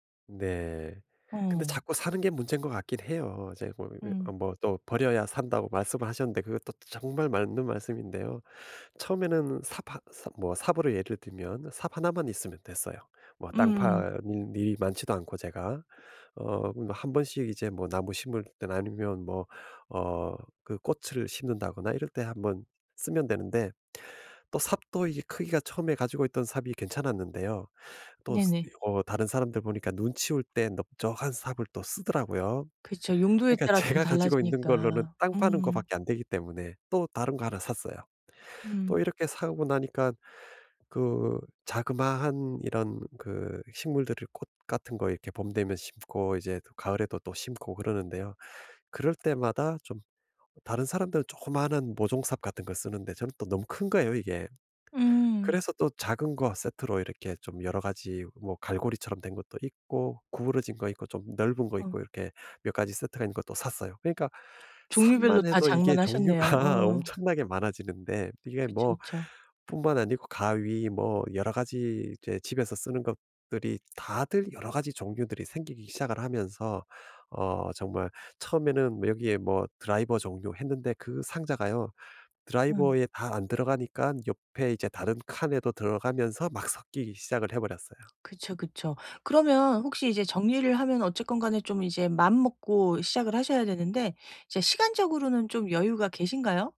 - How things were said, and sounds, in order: tapping; other background noise; laughing while speaking: "종류가"
- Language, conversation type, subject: Korean, advice, 집에서 물건을 줄이기 위한 기본 원칙과 시작 방법은 무엇인가요?